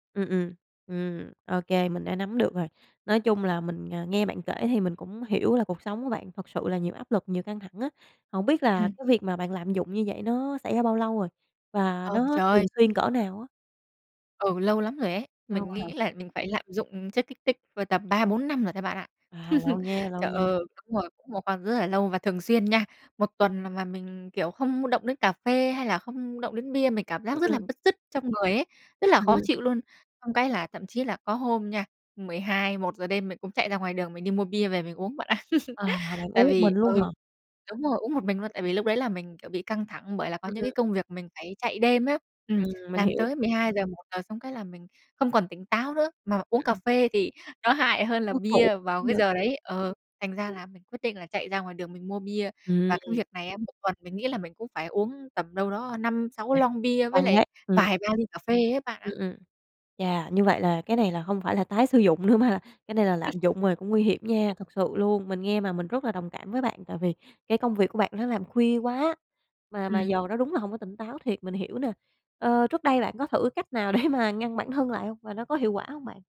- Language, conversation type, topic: Vietnamese, advice, Tôi có đang tái dùng rượu hoặc chất kích thích khi căng thẳng không, và tôi nên làm gì để kiểm soát điều này?
- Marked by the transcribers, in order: tapping; other background noise; chuckle; laughing while speaking: "ạ"; chuckle; laughing while speaking: "nữa mà"; chuckle; laughing while speaking: "để"